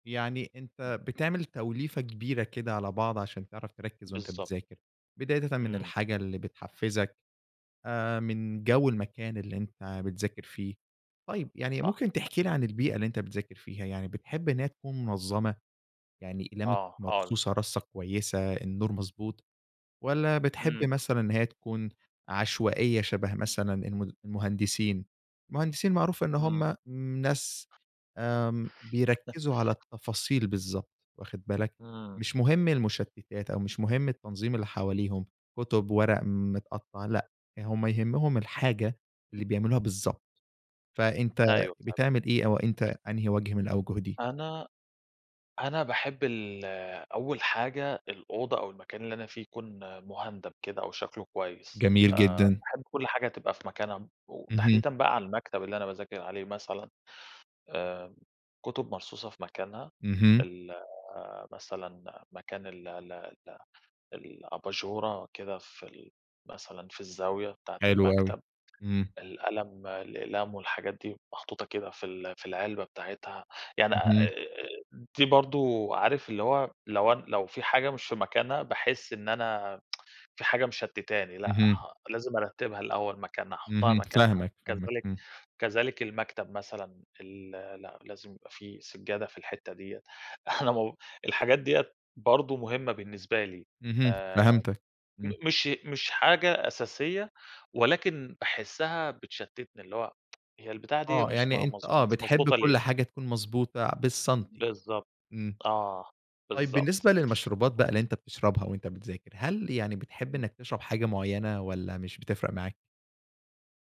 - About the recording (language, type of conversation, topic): Arabic, podcast, إيه أسهل طريقة تخلّيك تركز وإنت بتذاكر؟
- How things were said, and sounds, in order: unintelligible speech; tapping; chuckle; other background noise; tsk; laughing while speaking: "إحنا مو"; tsk